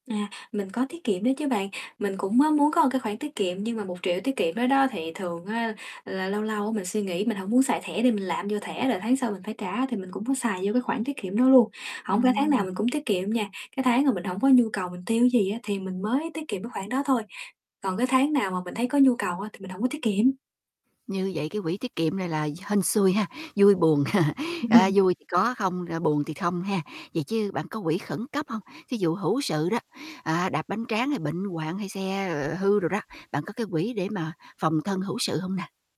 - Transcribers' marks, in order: other background noise; distorted speech; chuckle; static; chuckle; tapping
- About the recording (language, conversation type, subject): Vietnamese, advice, Làm sao để cân bằng chi tiêu hằng tháng và trả nợ hiệu quả?